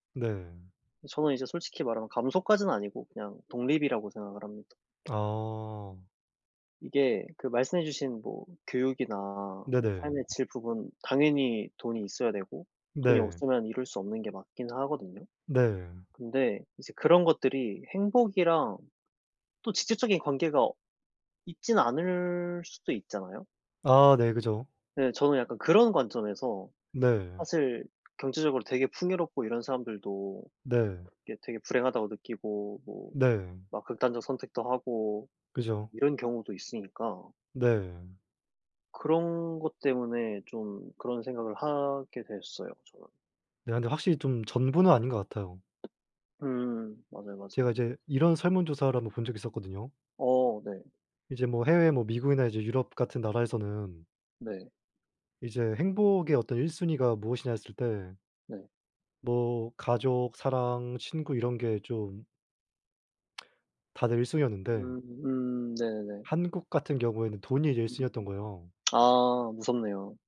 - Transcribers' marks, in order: other background noise; lip smack
- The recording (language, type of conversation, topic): Korean, unstructured, 돈과 행복은 어떤 관계가 있다고 생각하나요?